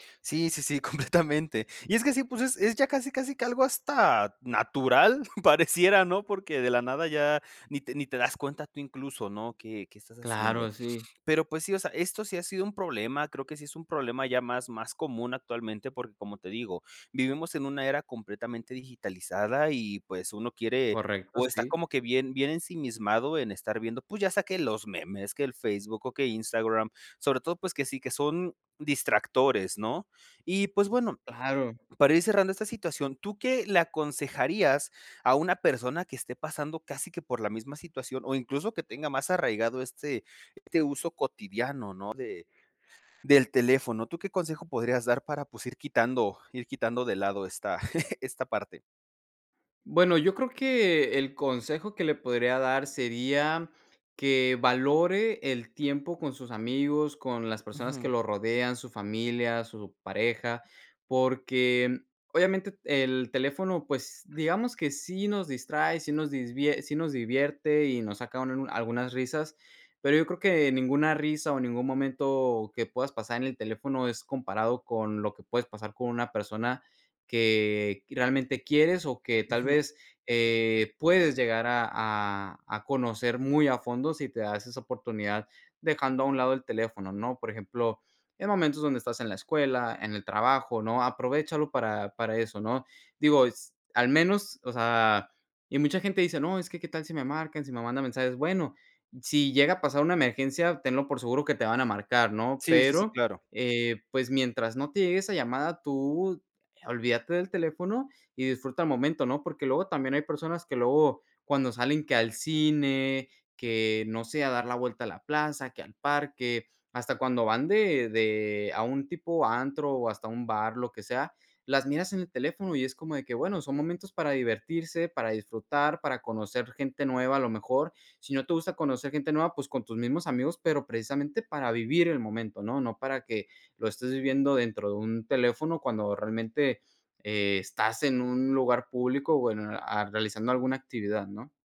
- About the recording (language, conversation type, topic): Spanish, podcast, ¿Te pasa que miras el celular sin darte cuenta?
- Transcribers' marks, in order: giggle; chuckle; other background noise; chuckle